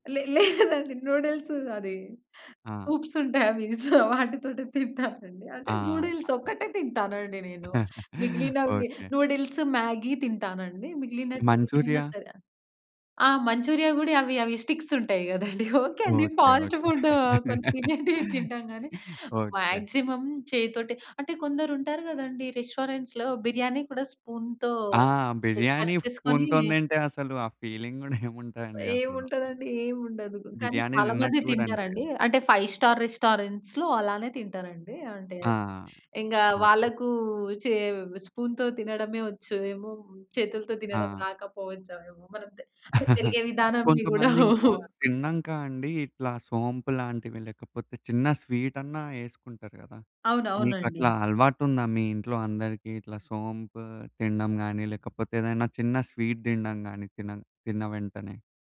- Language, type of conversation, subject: Telugu, podcast, మీ ఇంట్లో భోజనం ముందు చేసే చిన్న ఆచారాలు ఏవైనా ఉన్నాయా?
- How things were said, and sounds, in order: laughing while speaking: "లే లేదండి నూడిల్స్ అది స్కూప్స్ … ఒక్కటే తింటానండి నేను"; in English: "నూడిల్స్"; in English: "స్కూప్స్"; in English: "సో"; in English: "నూడిల్స్"; other noise; chuckle; in English: "నూడిల్స్"; in English: "స్టిక్స్"; laughing while speaking: "కదండీ. ఓకే అండి. ఫాస్టు ఫుడు కొన్ని తినేటివి తింటాం కానీ"; laugh; in English: "మాక్సిమం"; in English: "రెస్టారెంట్స్‌లో"; in English: "స్పూన్‌తో పీస్ కట్"; in English: "స్పూన్‌తోని"; in English: "ఫీలింగ్"; in English: "ఫైవ్ స్టార్ రెస్టారెంట్స్‌లో"; in English: "స్పూన్‌తో"; chuckle; laughing while speaking: "విధానాన్ని కూడా"; in English: "స్వీట్"